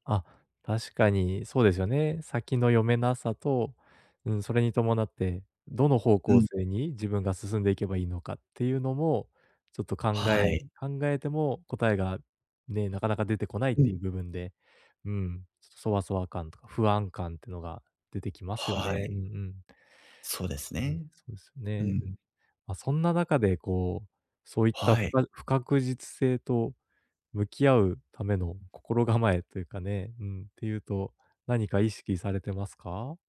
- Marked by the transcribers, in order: other background noise
- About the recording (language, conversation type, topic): Japanese, advice, 不確実な状況にどう向き合えば落ち着いて過ごせますか？